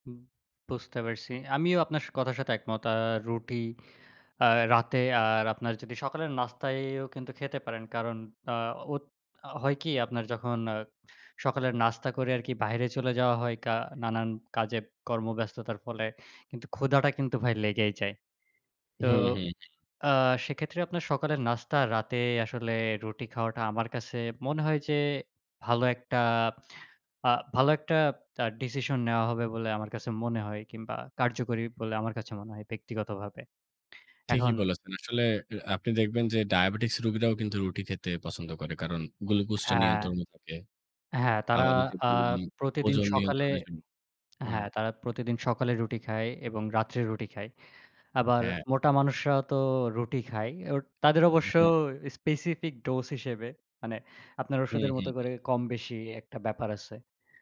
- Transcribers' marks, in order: tapping; "গ্লুকোজটা" said as "গুলুকজটা"; in English: "স্পেসিফিক ডোজ"
- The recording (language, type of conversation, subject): Bengali, unstructured, ভাত আর রুটি—প্রতিদিনের খাবারে আপনার কাছে কোনটি বেশি গুরুত্বপূর্ণ?
- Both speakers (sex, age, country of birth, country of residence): male, 20-24, Bangladesh, Bangladesh; male, 25-29, Bangladesh, Bangladesh